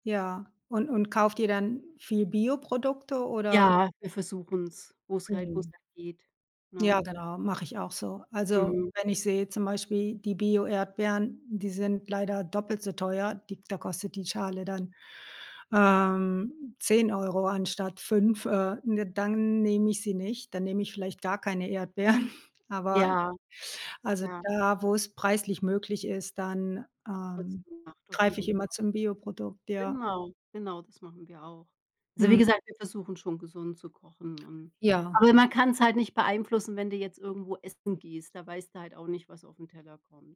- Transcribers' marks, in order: laughing while speaking: "Erdbeeren"; other background noise
- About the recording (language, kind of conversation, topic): German, unstructured, Wie reagierst du, wenn dir jemand ungesundes Essen anbietet?